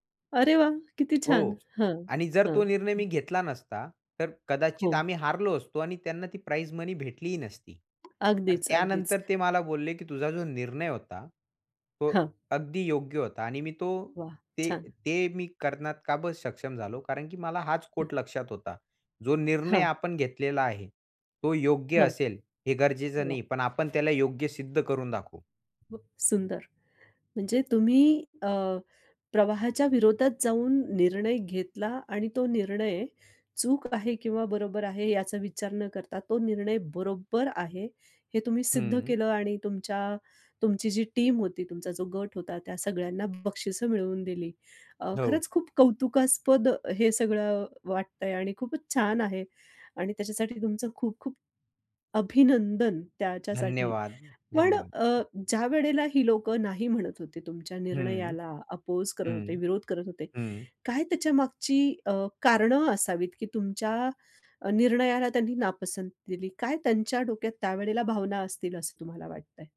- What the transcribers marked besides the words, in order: other background noise; tapping; in English: "टीम"
- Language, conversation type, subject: Marathi, podcast, निर्णय घेताना तुम्ही अडकता का?